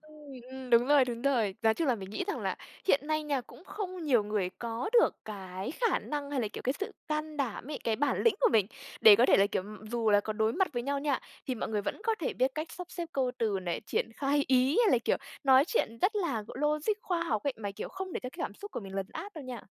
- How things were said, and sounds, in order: tapping; other background noise; laughing while speaking: "khai"
- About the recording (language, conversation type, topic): Vietnamese, podcast, Bạn thường chọn nhắn tin hay gọi điện để giải quyết mâu thuẫn, và vì sao?